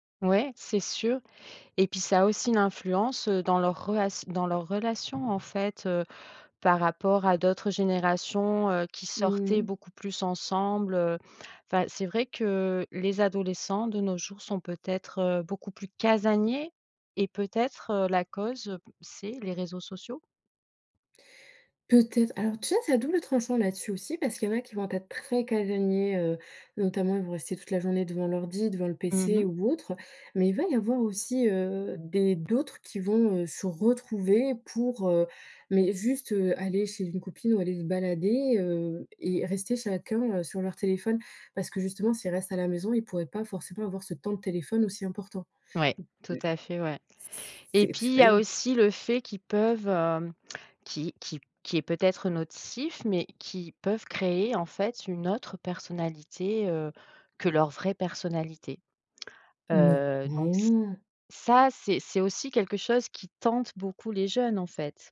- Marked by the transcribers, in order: other background noise; stressed: "casaniers"; stressed: "très"; stressed: "retrouver"; unintelligible speech; unintelligible speech
- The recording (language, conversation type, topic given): French, podcast, Les réseaux sociaux renforcent-ils ou fragilisent-ils nos liens ?